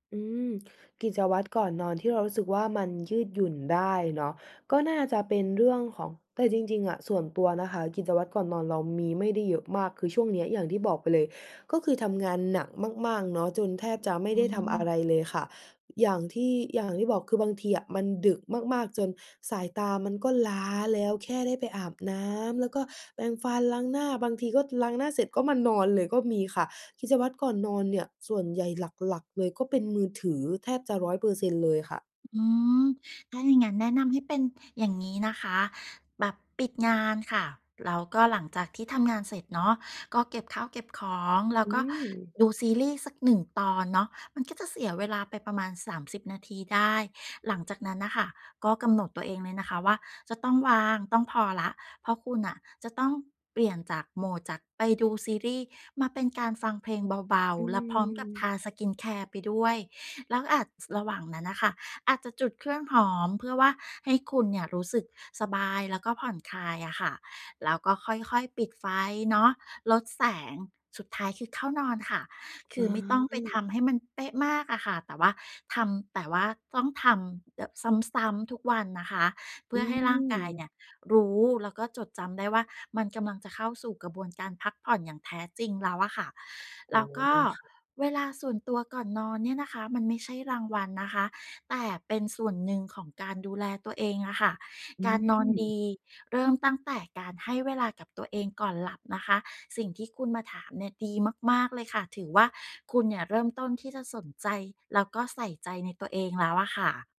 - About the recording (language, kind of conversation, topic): Thai, advice, จะสร้างกิจวัตรก่อนนอนให้สม่ำเสมอทุกคืนเพื่อหลับดีขึ้นและตื่นตรงเวลาได้อย่างไร?
- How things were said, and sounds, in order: in English: "skin care"